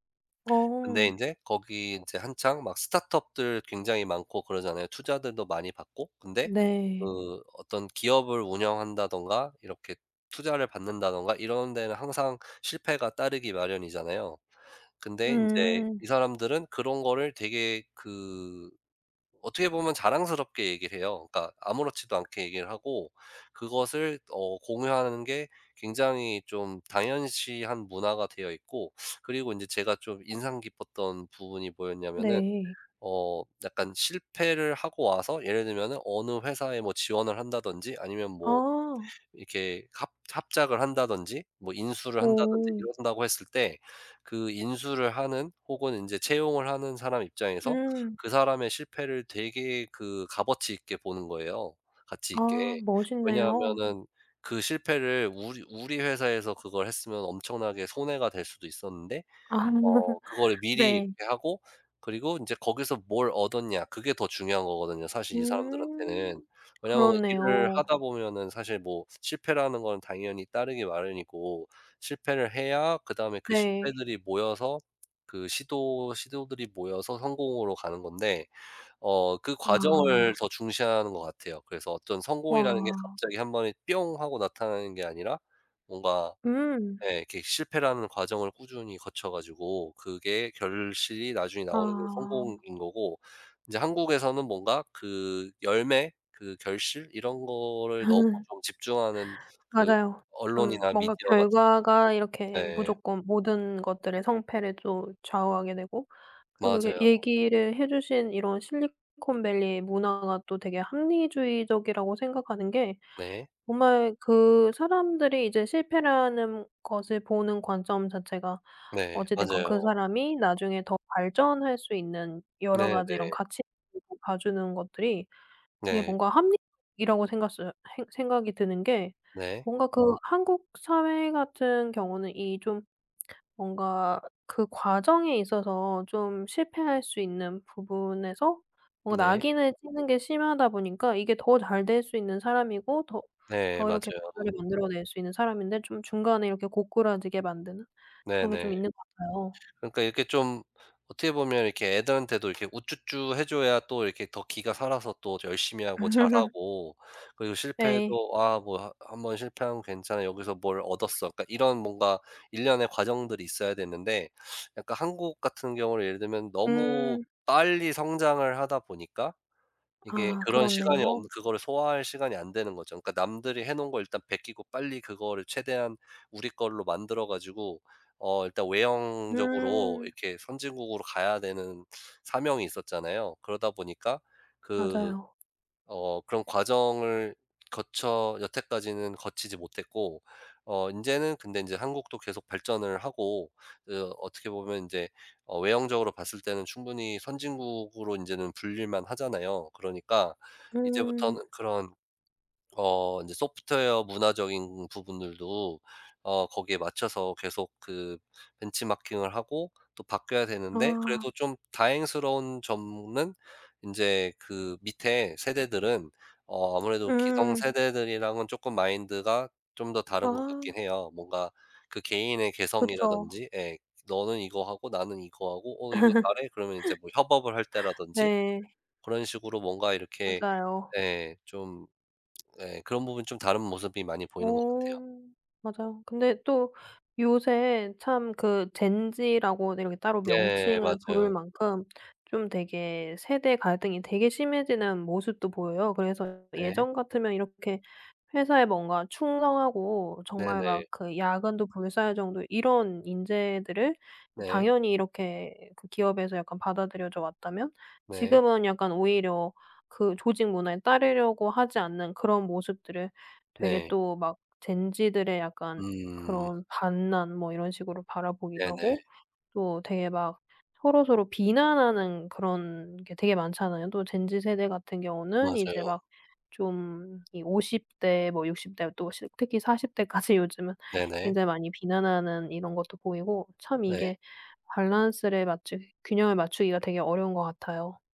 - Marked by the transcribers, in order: tapping; other background noise; laughing while speaking: "아"; laugh; unintelligible speech; unintelligible speech; laugh; laugh; laughing while speaking: "사십 대까지"
- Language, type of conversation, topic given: Korean, podcast, 실패를 숨기려는 문화를 어떻게 바꿀 수 있을까요?